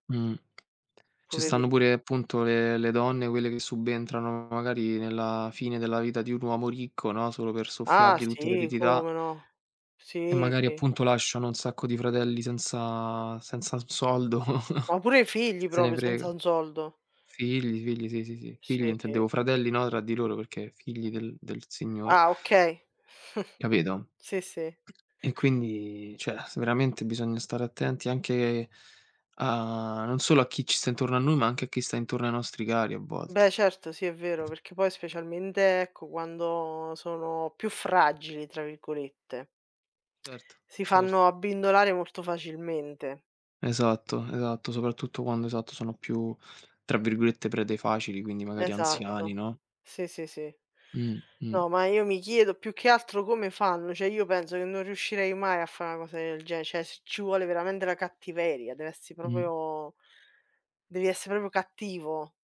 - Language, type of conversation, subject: Italian, unstructured, Qual è la cosa più triste che il denaro ti abbia mai causato?
- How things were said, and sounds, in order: tapping; chuckle; "proprio" said as "probio"; scoff; "cioè" said as "ceh"; "essere" said as "essi"; "essere" said as "esse"